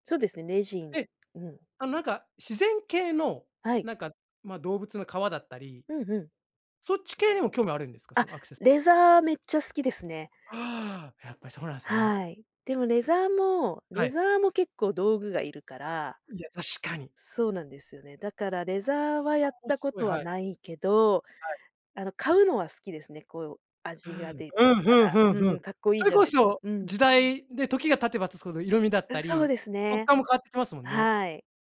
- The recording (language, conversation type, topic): Japanese, podcast, これから挑戦してみたい趣味はありますか？
- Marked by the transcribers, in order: none